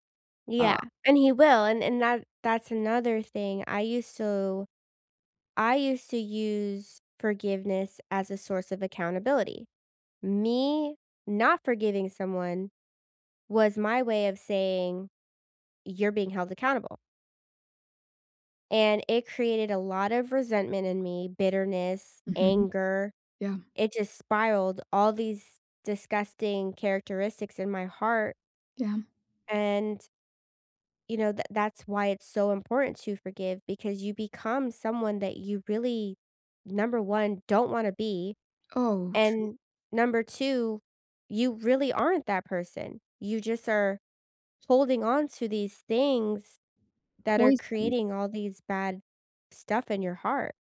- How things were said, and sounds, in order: other background noise
- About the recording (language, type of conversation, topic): English, unstructured, How do you know when to forgive and when to hold someone accountable?